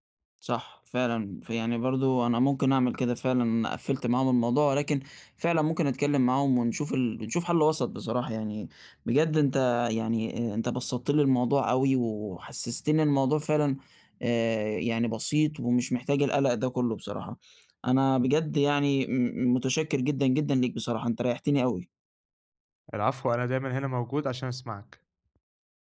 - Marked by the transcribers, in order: none
- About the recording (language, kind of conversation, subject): Arabic, advice, إزاي أوازن بين الشغل ومسؤوليات رعاية أحد والديّ؟